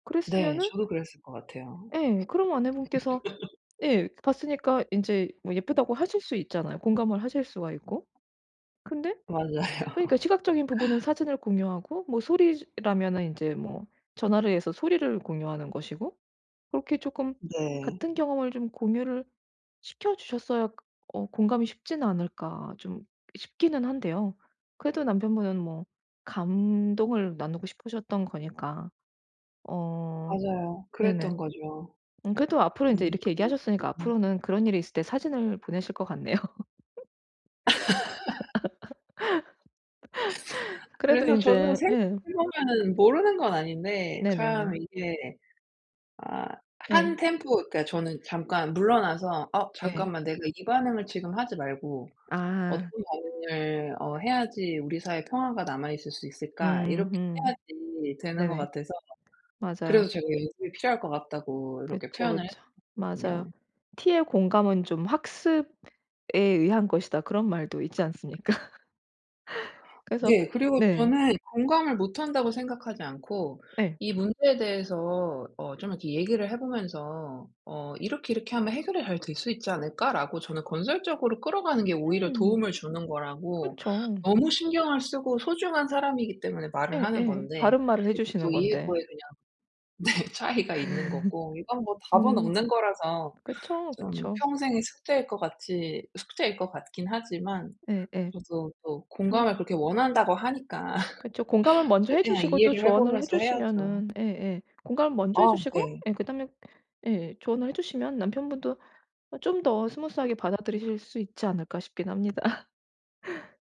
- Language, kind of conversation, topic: Korean, advice, 파트너가 스트레스를 받거나 감정적으로 힘들어할 때 저는 어떻게 지지할 수 있을까요?
- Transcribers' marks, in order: tapping; other background noise; laugh; laughing while speaking: "맞아요"; laugh; laughing while speaking: "같네요"; laugh; laughing while speaking: "않습니까?"; laugh; laughing while speaking: "네"; laugh; laugh